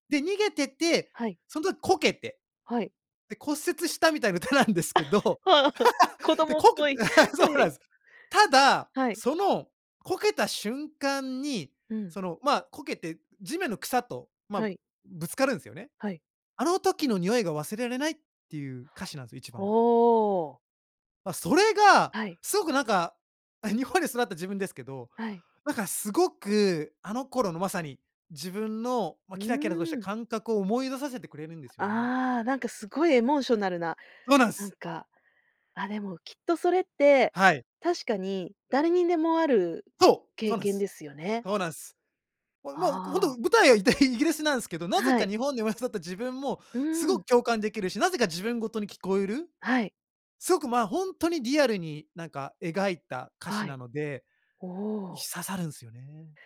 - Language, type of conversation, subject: Japanese, podcast, 聴くと必ず元気になれる曲はありますか？
- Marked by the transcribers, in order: laughing while speaking: "歌なんですけど"; laugh; in English: "エモーショナル"